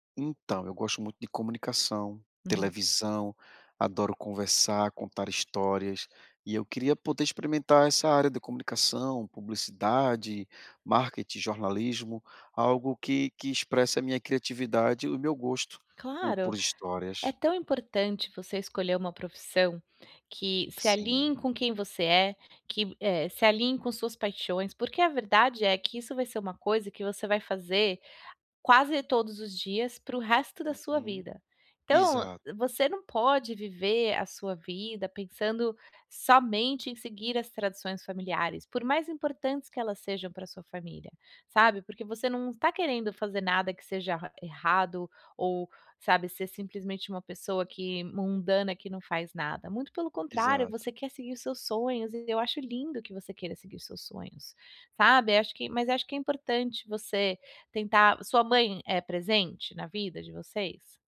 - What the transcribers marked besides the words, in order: none
- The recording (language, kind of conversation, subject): Portuguese, advice, Como posso respeitar as tradições familiares sem perder a minha autenticidade?
- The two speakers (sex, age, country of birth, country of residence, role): female, 35-39, Brazil, United States, advisor; male, 40-44, Brazil, Portugal, user